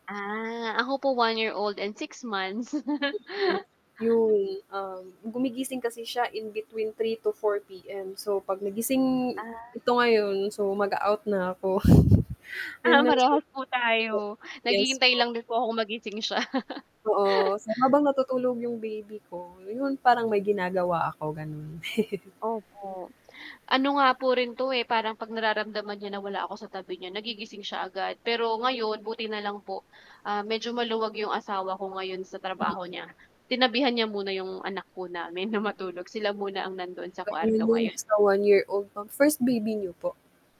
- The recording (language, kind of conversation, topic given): Filipino, unstructured, Paano mo naramdaman ang suporta ng iyong pamilya noong dumaan ka sa isang mahirap na sitwasyon?
- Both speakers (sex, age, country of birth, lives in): female, 25-29, Philippines, Philippines; female, 30-34, Philippines, Philippines
- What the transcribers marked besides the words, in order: other background noise; mechanical hum; distorted speech; laugh; chuckle; unintelligible speech; tapping; laugh; chuckle; static; laughing while speaking: "na matulog"